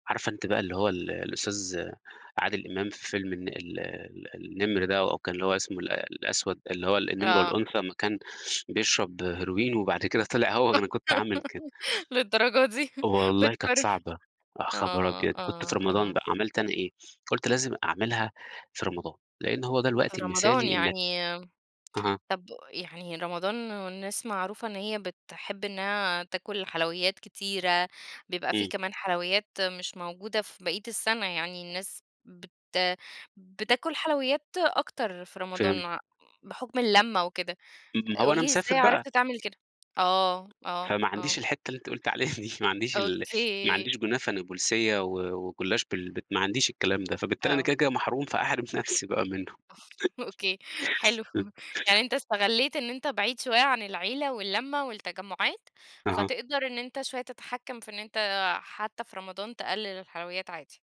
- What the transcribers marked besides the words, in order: laugh; laughing while speaking: "للدّرجة دي بتكرر"; tapping; laughing while speaking: "أوكي حلو"; laughing while speaking: "فأحرم نفسي بقى منه"; laugh; other noise
- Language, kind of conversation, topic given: Arabic, podcast, إيه هي العادة الصحية اللي غيّرت حياتك؟